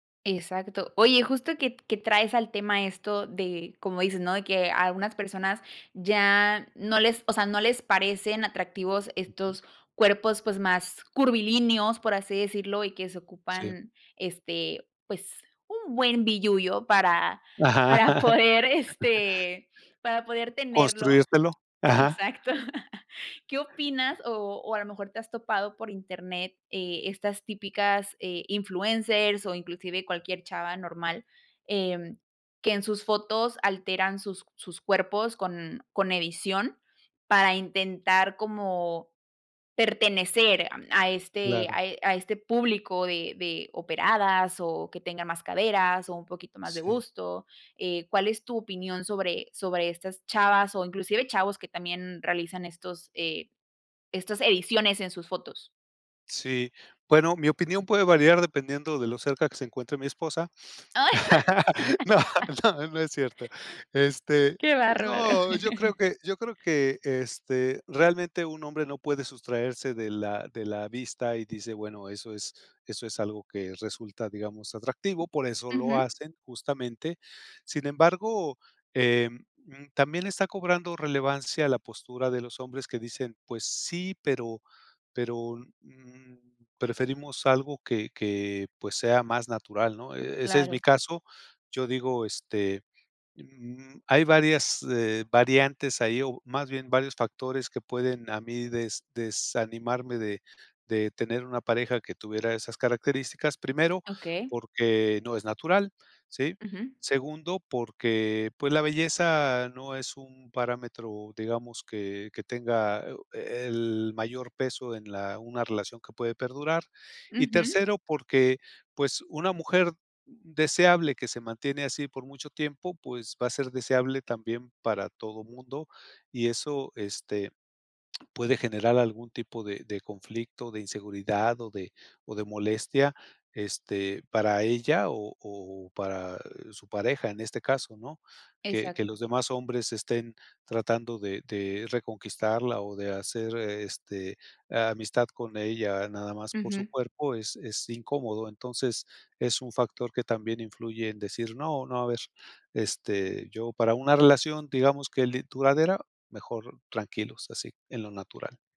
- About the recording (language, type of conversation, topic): Spanish, podcast, ¿Cómo afecta la publicidad a la imagen corporal en los medios?
- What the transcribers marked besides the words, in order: laughing while speaking: "para poder este"; laugh; laugh; laughing while speaking: "¡Ah!"; laughing while speaking: "no, no, no es cierto"; laugh; tapping